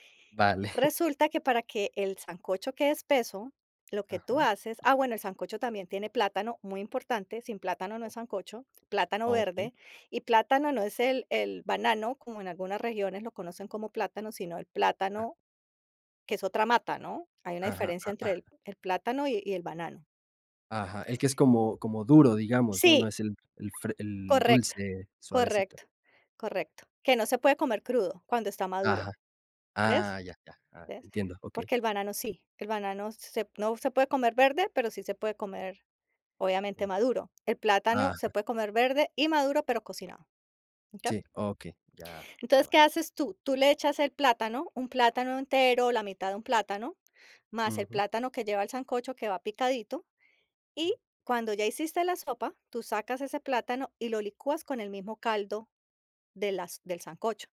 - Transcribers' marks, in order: laughing while speaking: "Vale"
- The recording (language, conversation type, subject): Spanish, podcast, ¿Cuál es tu plato casero favorito y por qué?